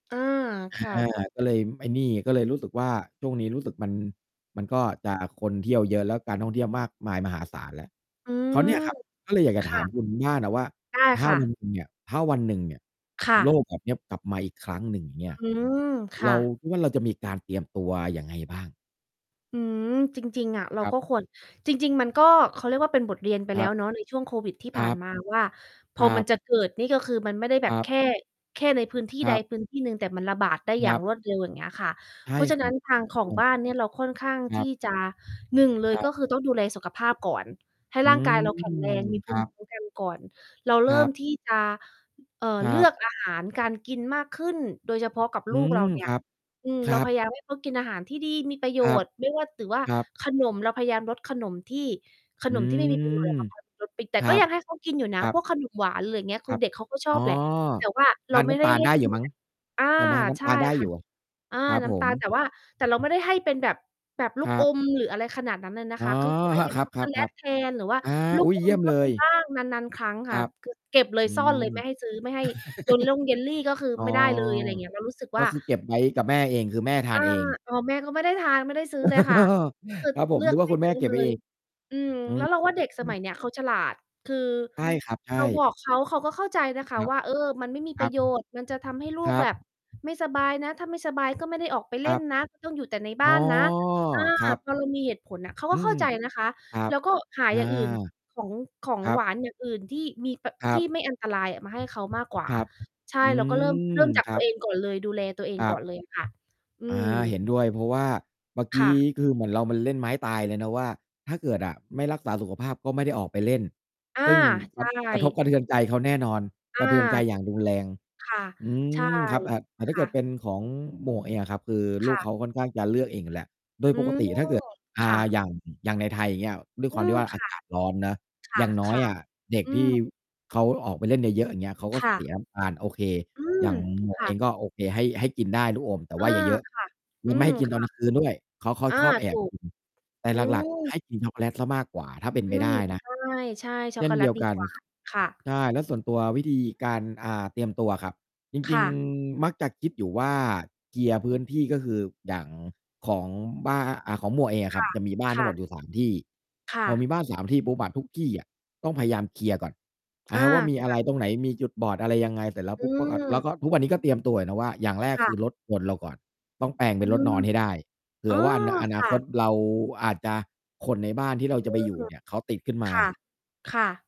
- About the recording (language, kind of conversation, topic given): Thai, unstructured, เราควรเตรียมตัวและรับมือกับโรคระบาดอย่างไรบ้าง?
- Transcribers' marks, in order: distorted speech; background speech; other background noise; mechanical hum; tapping; other noise; chuckle; chuckle; "เคลียร์" said as "เกีย"